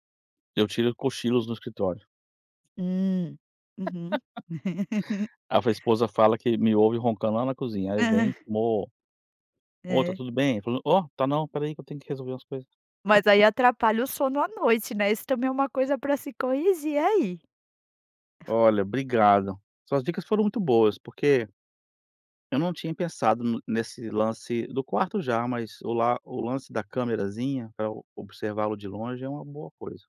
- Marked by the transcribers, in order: tapping; laugh; laugh
- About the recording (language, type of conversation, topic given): Portuguese, advice, Como o uso de eletrônicos à noite impede você de adormecer?